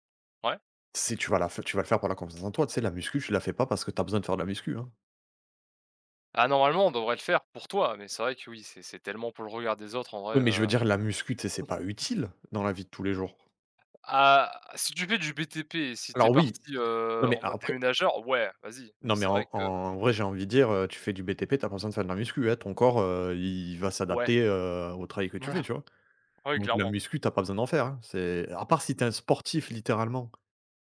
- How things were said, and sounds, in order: chuckle; other background noise; laughing while speaking: "Voilà"
- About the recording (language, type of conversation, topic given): French, unstructured, Comment le sport peut-il changer ta confiance en toi ?